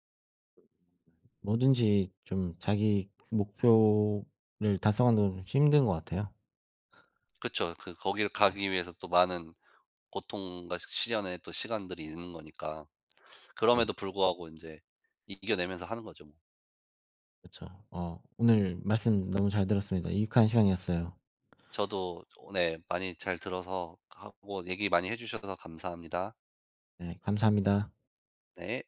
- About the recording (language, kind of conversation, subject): Korean, unstructured, 당신이 이루고 싶은 가장 큰 목표는 무엇인가요?
- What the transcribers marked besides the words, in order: other background noise